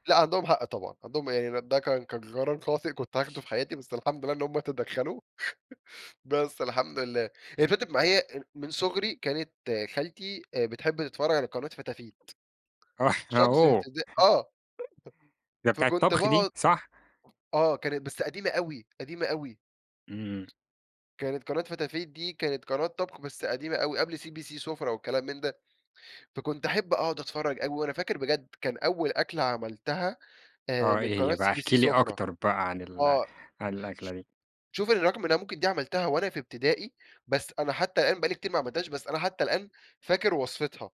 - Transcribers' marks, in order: tapping; laughing while speaking: "كنت هاخده في حياتي، بس الحمد لله إن هُم تدّخلوا"; laugh; chuckle; unintelligible speech
- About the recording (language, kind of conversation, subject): Arabic, podcast, إيه اللي خلّاك تحب الهواية دي من الأول؟